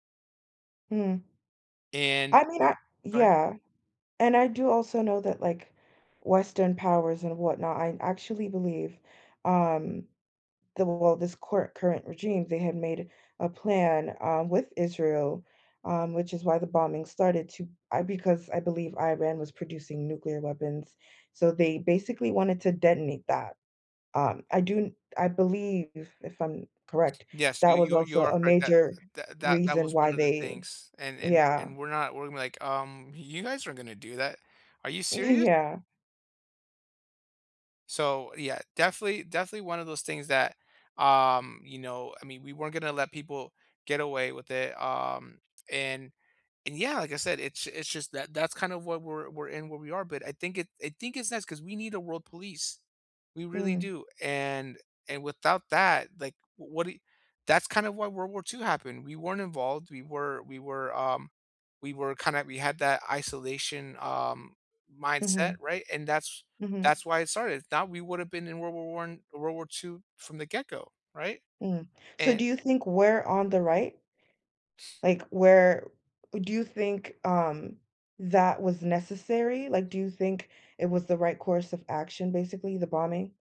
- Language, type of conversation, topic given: English, unstructured, Do you think history repeats itself, and why or why not?
- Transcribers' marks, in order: other background noise; chuckle